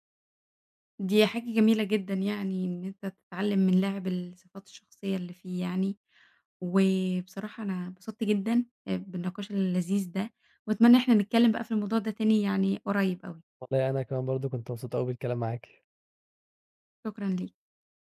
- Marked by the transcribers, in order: none
- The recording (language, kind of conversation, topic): Arabic, podcast, إيه أكتر هواية بتحب تمارسها وليه؟